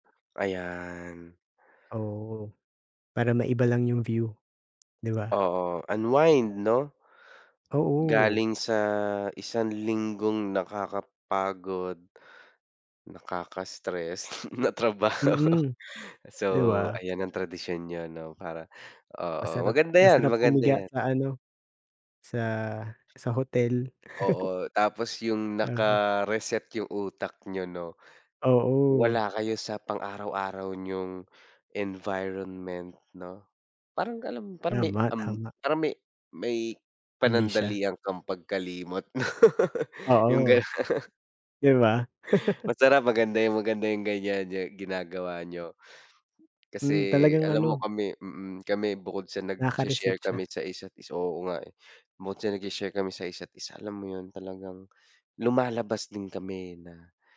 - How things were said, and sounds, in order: chuckle; chuckle; laugh; chuckle; tapping
- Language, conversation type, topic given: Filipino, unstructured, Paano mo ipinagdiriwang ang tagumpay sa trabaho?